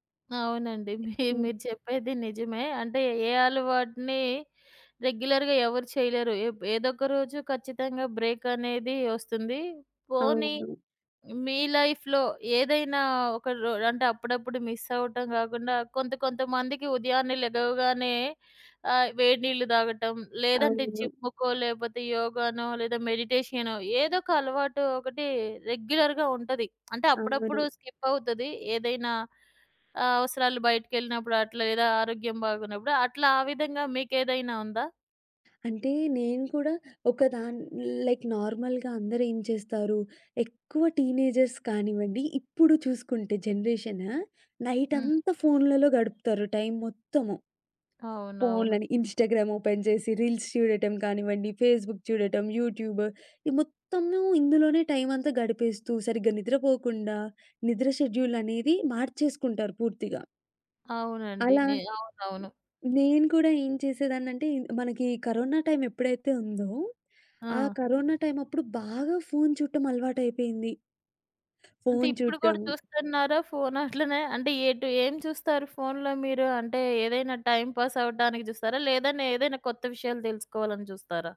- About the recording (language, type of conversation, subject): Telugu, podcast, ఒక చిన్న అలవాటు మీ రోజువారీ దినచర్యను ఎలా మార్చిందో చెప్పగలరా?
- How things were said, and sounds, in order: giggle; tapping; in English: "రెగ్యులర్‌గా"; in English: "బ్రేక్"; in English: "లైఫ్‌లో"; in English: "మిస్"; in English: "రెగ్యులర్‌గా"; lip smack; in English: "స్కిప్"; in English: "లైక్ నార్మల్‌గా"; in English: "టీనేజర్స్"; in English: "నైట్"; in English: "ఇన్‌స్టాగ్రామ్ ఓపెన్"; giggle; in English: "రీల్స్"; in English: "ఫేస్‌బుక్"; other background noise; giggle; in English: "టైమ్ పాస్"